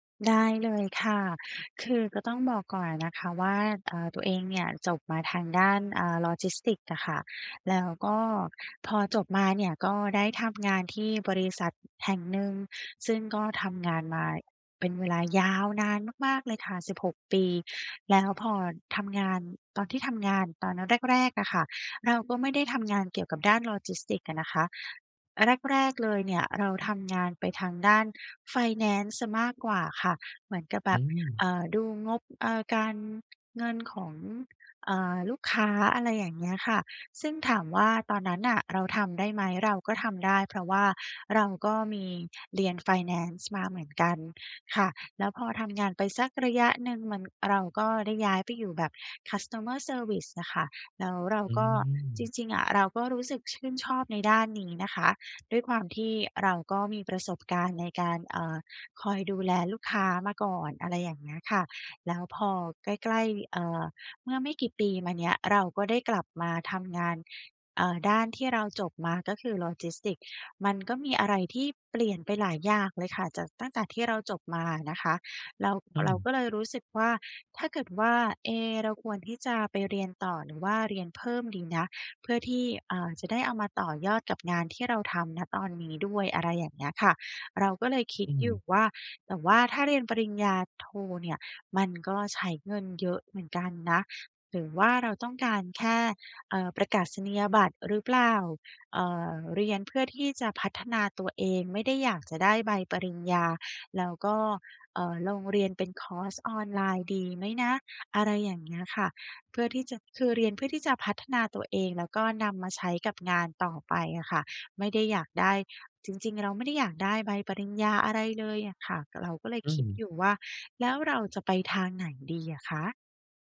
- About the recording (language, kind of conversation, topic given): Thai, advice, ฉันควรตัดสินใจกลับไปเรียนต่อหรือโฟกัสพัฒนาตัวเองดีกว่ากัน?
- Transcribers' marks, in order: in English: "logistics"; in English: "logistics"; in English: "customer service"; tapping; in English: "Logistics"